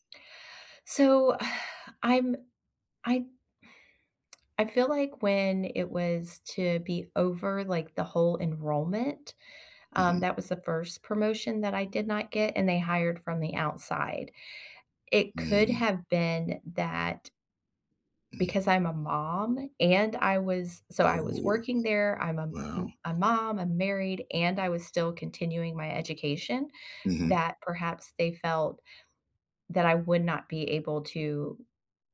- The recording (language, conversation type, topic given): English, unstructured, Have you ever felt overlooked for a promotion?
- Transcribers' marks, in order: sigh